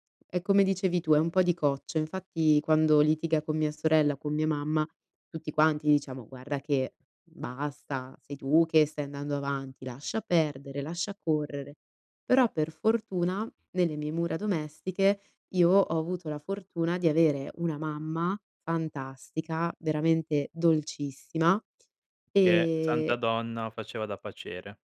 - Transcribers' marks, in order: none
- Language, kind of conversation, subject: Italian, podcast, Come chiedere scusa in modo sincero?